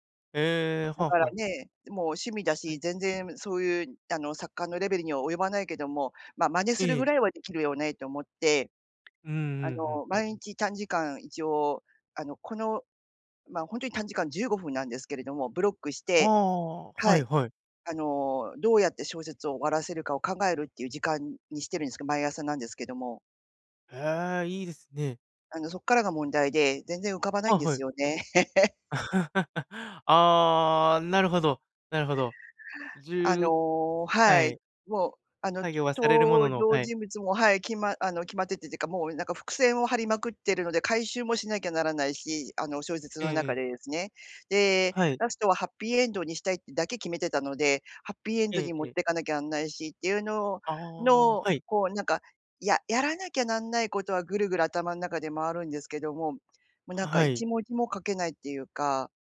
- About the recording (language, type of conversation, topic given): Japanese, advice, 毎日短時間でも創作を続けられないのはなぜですか？
- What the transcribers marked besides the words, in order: tapping; laugh